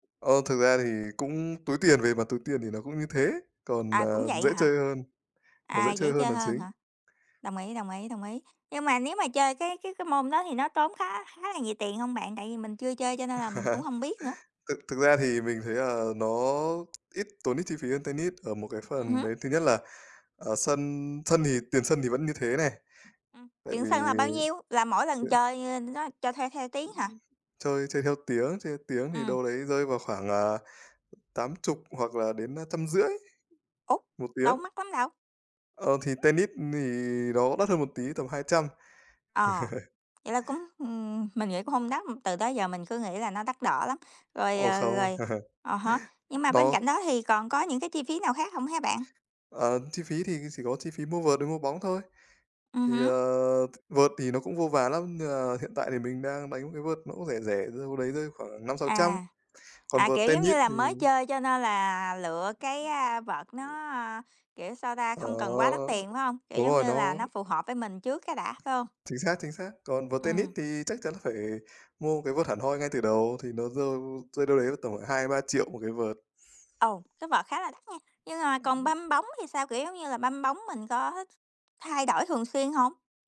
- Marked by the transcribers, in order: chuckle; tapping; other noise; other background noise; chuckle; chuckle
- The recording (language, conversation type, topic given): Vietnamese, unstructured, Bạn có từng thử một môn thể thao mới gần đây không?